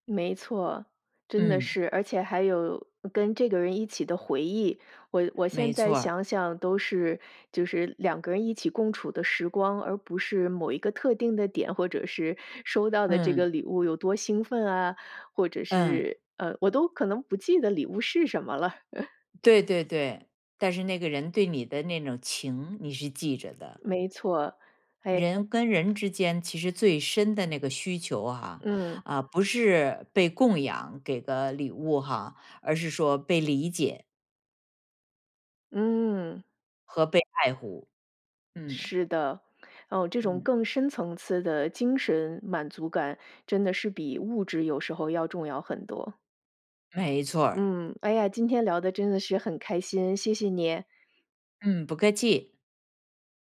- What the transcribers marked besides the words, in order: other background noise; unintelligible speech
- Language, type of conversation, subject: Chinese, podcast, 你觉得陪伴比礼物更重要吗？